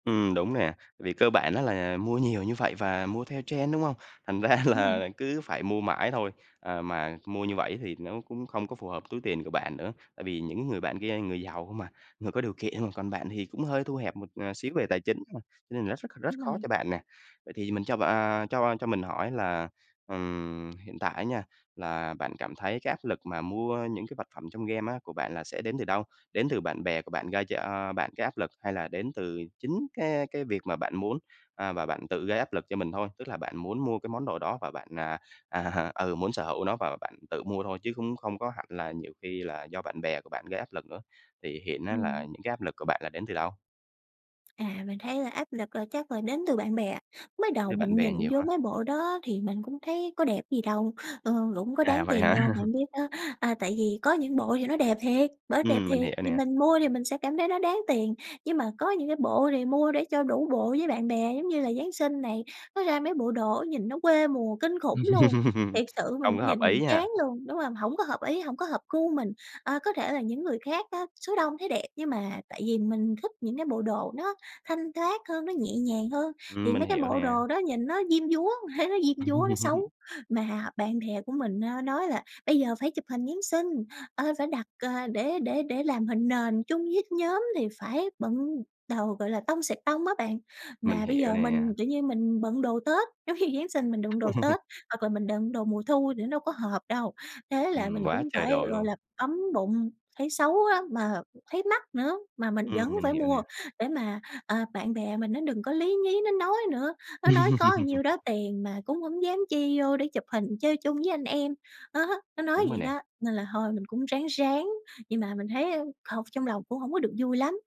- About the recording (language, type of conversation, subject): Vietnamese, advice, Bạn có thường bị ảnh hưởng bởi bạn bè mà mua theo để hòa nhập với mọi người không?
- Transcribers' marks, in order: in English: "trend"; laughing while speaking: "ra"; other background noise; laugh; laugh; laugh; laughing while speaking: "giống như"; tapping; laugh; laugh